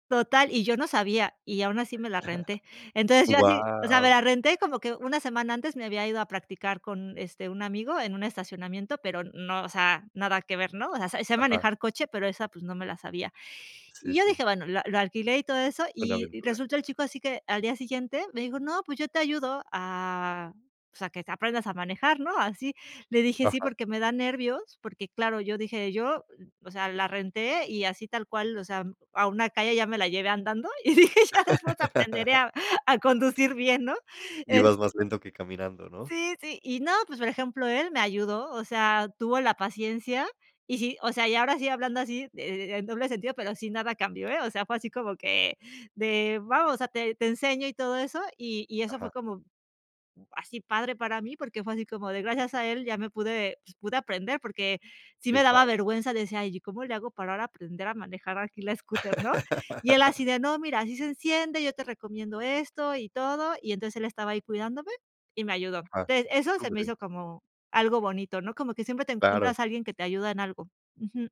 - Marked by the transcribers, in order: chuckle; laugh; laughing while speaking: "y dije, ya después aprenderé a a conducir bien. ¿no? Este"; laugh
- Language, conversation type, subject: Spanish, podcast, ¿Qué haces para conocer gente nueva cuando viajas solo?